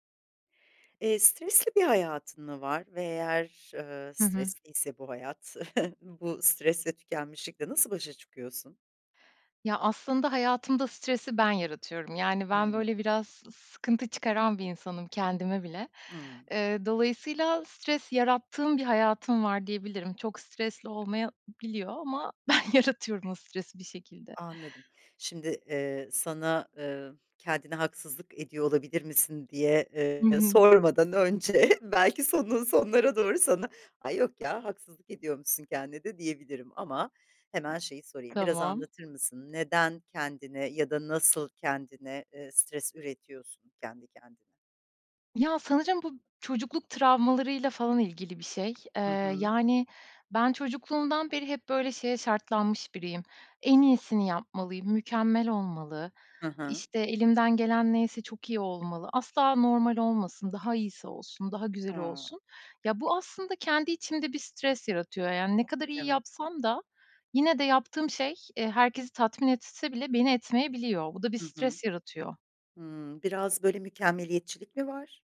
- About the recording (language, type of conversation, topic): Turkish, podcast, Stres ve tükenmişlikle nasıl başa çıkıyorsun?
- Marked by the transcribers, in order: giggle; other background noise; laughing while speaking: "ben yaratıyorum"; laughing while speaking: "belki sonunun, sonlarına doğru"; tapping